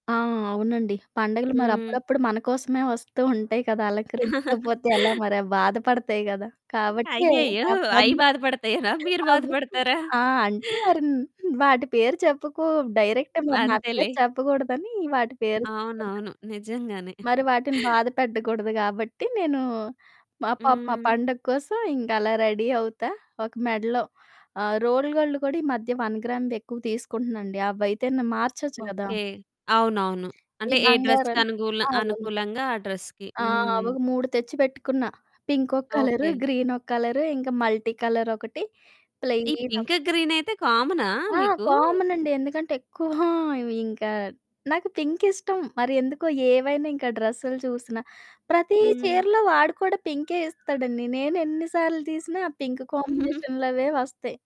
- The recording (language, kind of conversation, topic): Telugu, podcast, దుఃఖంగా ఉన్నప్పుడు మీరు ఎంచుకునే దుస్తులు మారుతాయా?
- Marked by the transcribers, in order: giggle; distorted speech; other background noise; laughing while speaking: "అయ్యయ్యో! అయి బాధపడతాయినా మీరు బాధపడతారా?"; giggle; unintelligible speech; in English: "డైరెక్ట్"; giggle; in English: "రెడీ"; in English: "రోల్ గోల్డ్"; in English: "వన్ గ్రామ్‌ది"; in English: "డ్రెస్‌కనుగూల"; in English: "డ్రెస్‌కి"; in English: "మల్టీ"; giggle; music; in English: "పింక్"; chuckle